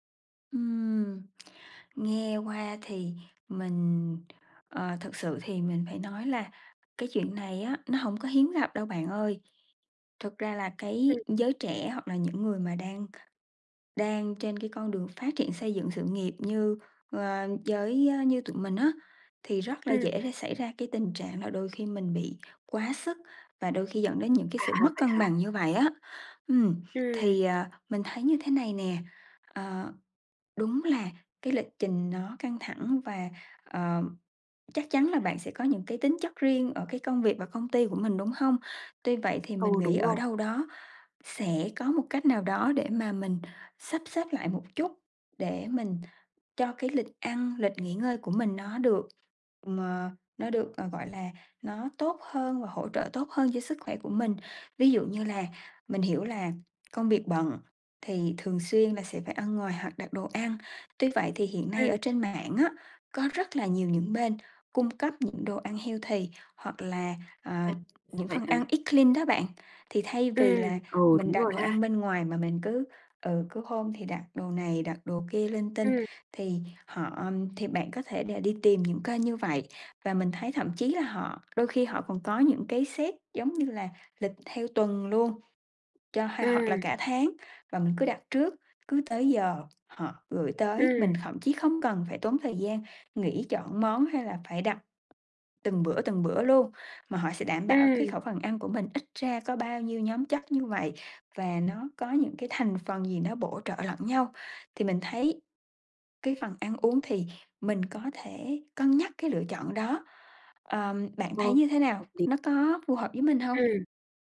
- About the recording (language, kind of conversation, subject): Vietnamese, advice, Vì sao tôi thường cảm thấy cạn kiệt năng lượng sau giờ làm và mất hứng thú với các hoạt động thường ngày?
- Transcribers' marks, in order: tapping; in English: "healthy"; in English: "eat clean"; in English: "set"